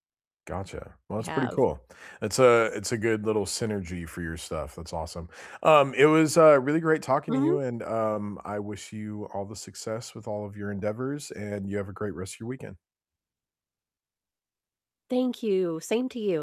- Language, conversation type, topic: English, unstructured, What do you enjoy most about your current job?
- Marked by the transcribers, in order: none